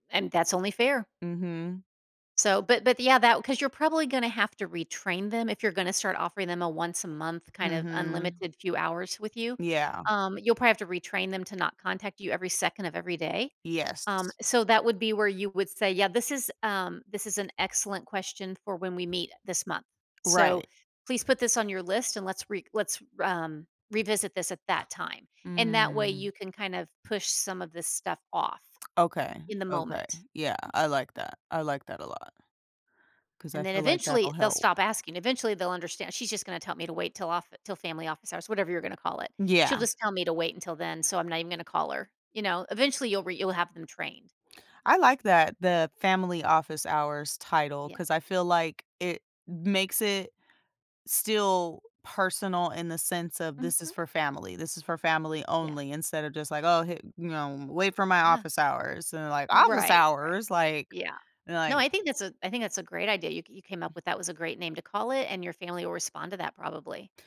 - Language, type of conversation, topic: English, advice, How can I set healthy boundaries without feeling guilty?
- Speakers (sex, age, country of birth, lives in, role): female, 35-39, United States, United States, user; female, 55-59, United States, United States, advisor
- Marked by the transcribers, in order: drawn out: "Mm"; chuckle